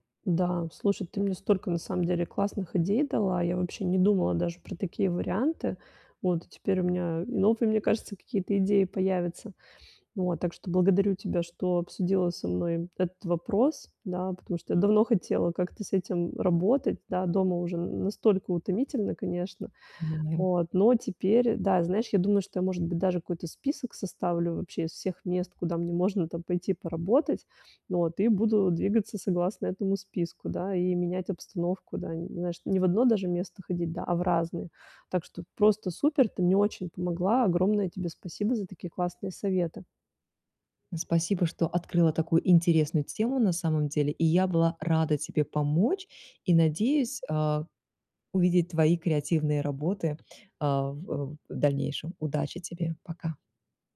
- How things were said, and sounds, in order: unintelligible speech; tapping
- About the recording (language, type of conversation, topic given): Russian, advice, Как смена рабочего места может помочь мне найти идеи?